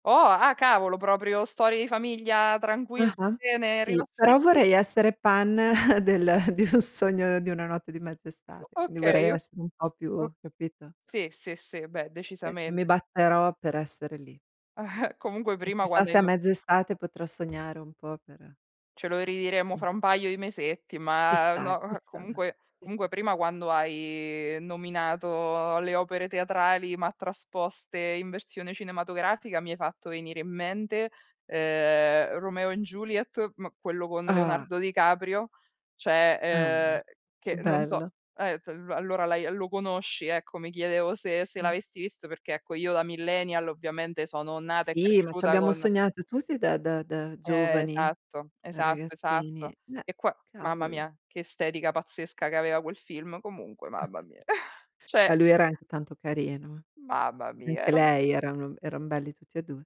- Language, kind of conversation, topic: Italian, unstructured, In che modo il teatro può insegnarci qualcosa sulla vita?
- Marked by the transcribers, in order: "situazione" said as "zione"; chuckle; other background noise; chuckle; tapping; "ridiremo" said as "riiremo"; drawn out: "hai nominato"; "cioè" said as "ceh"; "Sì" said as "tì"; in English: "millennial"; chuckle